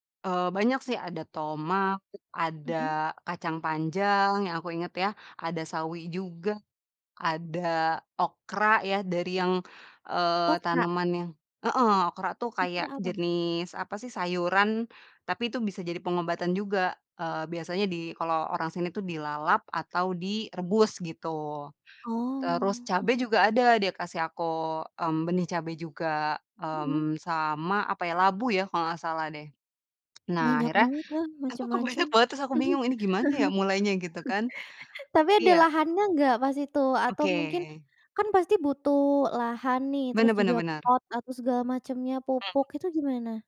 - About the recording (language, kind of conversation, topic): Indonesian, podcast, Apa tips penting untuk mulai berkebun di rumah?
- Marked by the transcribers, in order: chuckle; laughing while speaking: "banyak"; chuckle